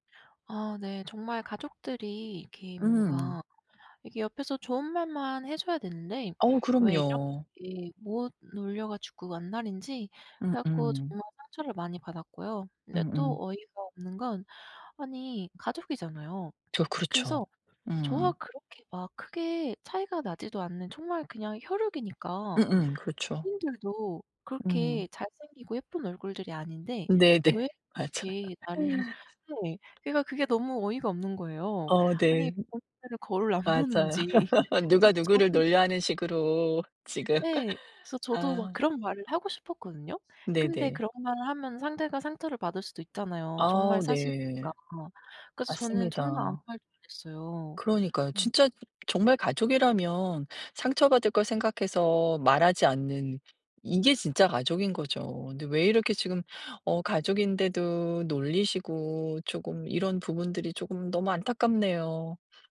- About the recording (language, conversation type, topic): Korean, advice, 외모나 몸 때문에 자신감이 떨어진다고 느끼시나요?
- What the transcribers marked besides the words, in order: laughing while speaking: "네네. 맞아요"; laughing while speaking: "나를"; laugh; laugh; laughing while speaking: "안 보는지. 저 저도"; laughing while speaking: "'누가 누구를 놀려.' 하는 식으로 지금"